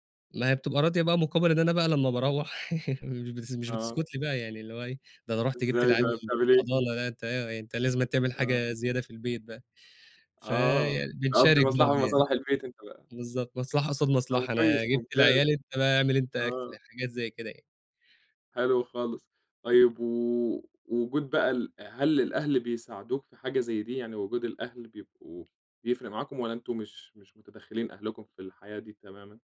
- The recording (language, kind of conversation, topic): Arabic, podcast, إيه رأيك في تقسيم شغل البيت بين الزوجين أو بين أهل البيت؟
- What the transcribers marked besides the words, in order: chuckle